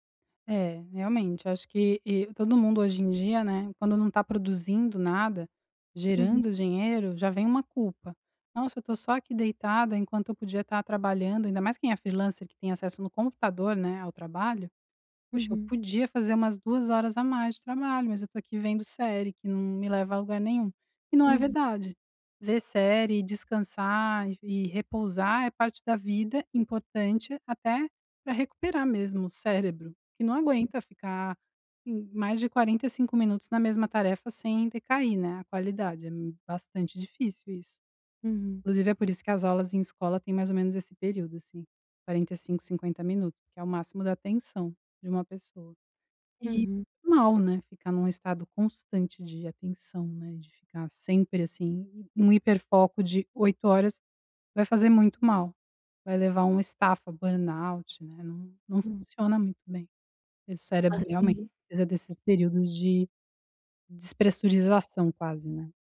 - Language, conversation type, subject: Portuguese, advice, Como posso equilibrar meu tempo entre responsabilidades e lazer?
- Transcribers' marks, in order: other noise; tapping